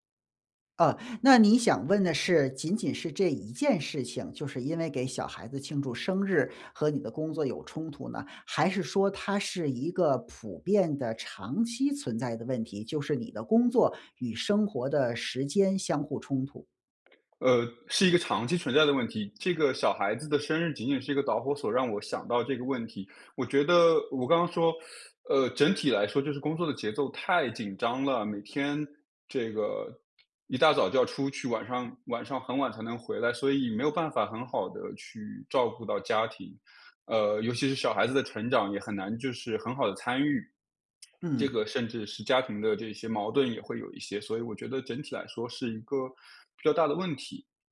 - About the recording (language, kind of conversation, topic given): Chinese, advice, 工作和生活时间总是冲突，我该怎么安排才能兼顾两者？
- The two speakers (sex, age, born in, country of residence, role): male, 35-39, China, Canada, user; male, 45-49, China, United States, advisor
- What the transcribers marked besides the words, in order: tapping; teeth sucking; other background noise